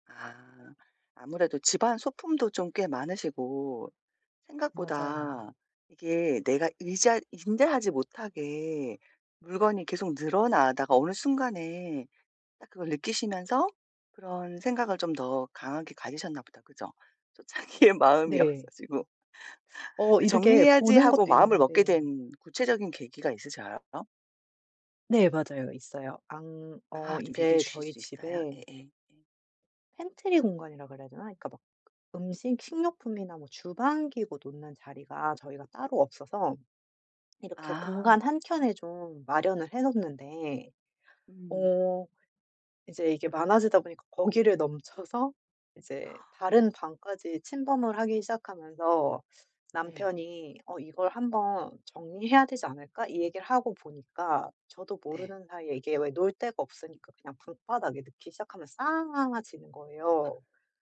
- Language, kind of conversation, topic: Korean, advice, 집안 소지품을 효과적으로 줄이는 방법은 무엇인가요?
- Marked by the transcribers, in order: tapping; laughing while speaking: "또 자기의 마음이 없어지고"; other background noise